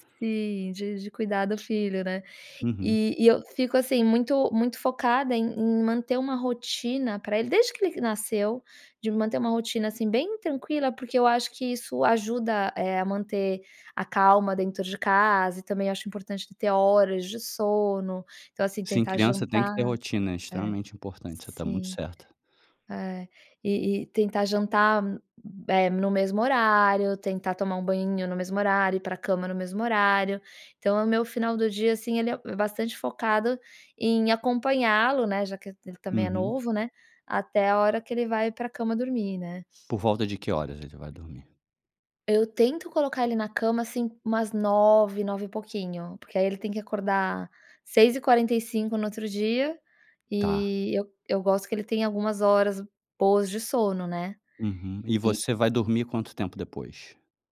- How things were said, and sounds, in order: none
- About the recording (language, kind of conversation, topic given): Portuguese, advice, Como lidar com o estresse ou a ansiedade à noite que me deixa acordado até tarde?